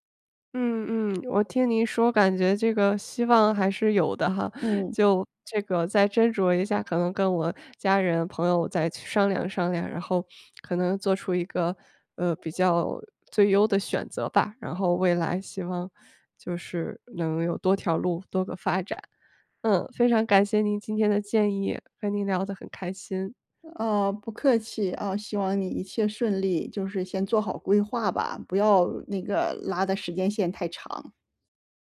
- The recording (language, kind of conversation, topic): Chinese, advice, 你是否考虑回学校进修或重新学习新技能？
- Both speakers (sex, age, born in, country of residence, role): female, 30-34, China, United States, user; female, 55-59, China, United States, advisor
- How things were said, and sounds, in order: none